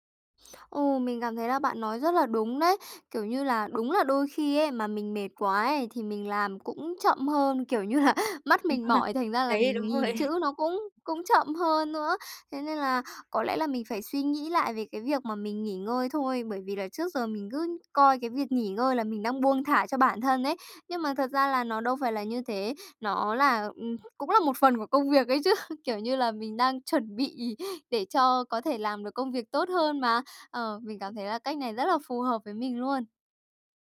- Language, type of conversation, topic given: Vietnamese, advice, Làm sao tôi có thể nghỉ ngơi mà không cảm thấy tội lỗi khi còn nhiều việc chưa xong?
- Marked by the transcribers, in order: laughing while speaking: "là"; unintelligible speech; other background noise; laughing while speaking: "rồi"; tapping; laughing while speaking: "chứ"; laughing while speaking: "bị"